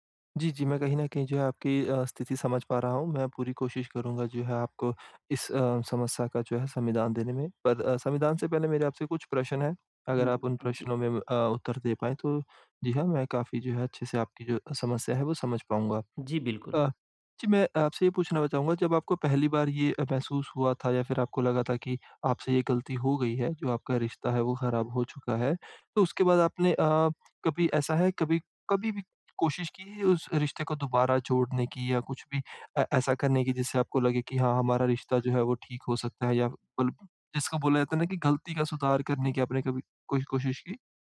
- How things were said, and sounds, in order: other background noise; tapping
- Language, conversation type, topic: Hindi, advice, गलती के बाद मैं खुद के प्रति करुणा कैसे रखूँ और जल्दी कैसे संभलूँ?